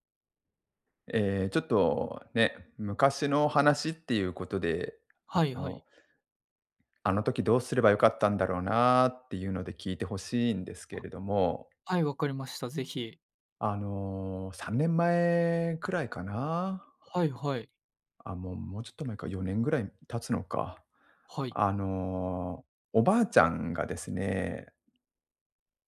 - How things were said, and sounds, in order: unintelligible speech
- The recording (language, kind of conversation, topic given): Japanese, advice, 介護の負担を誰が担うかで家族が揉めている